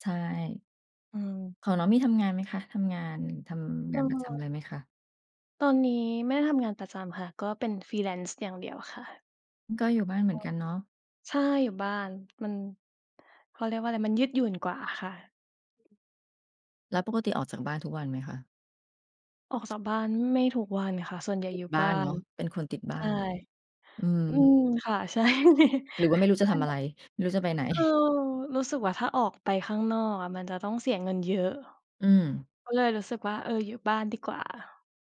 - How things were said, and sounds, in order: in English: "Freelance"; other background noise; laughing while speaking: "ใช่"; chuckle
- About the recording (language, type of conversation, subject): Thai, unstructured, คุณอยากเห็นตัวเองในอีก 5 ปีข้างหน้าเป็นอย่างไร?